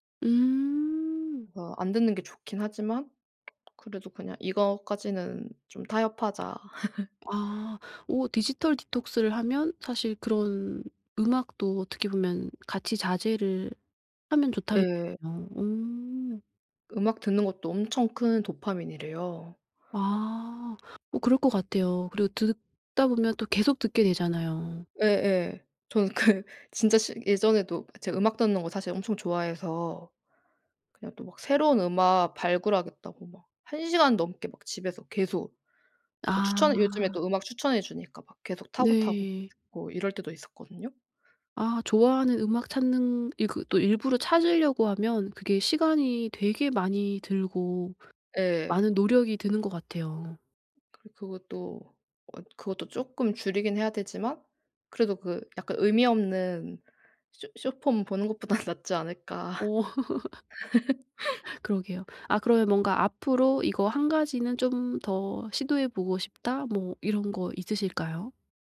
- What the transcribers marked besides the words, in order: tapping; laugh; laughing while speaking: "그"; laughing while speaking: "것보다는"; laugh; other background noise
- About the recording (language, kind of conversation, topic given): Korean, podcast, 디지털 디톡스는 어떻게 시작하나요?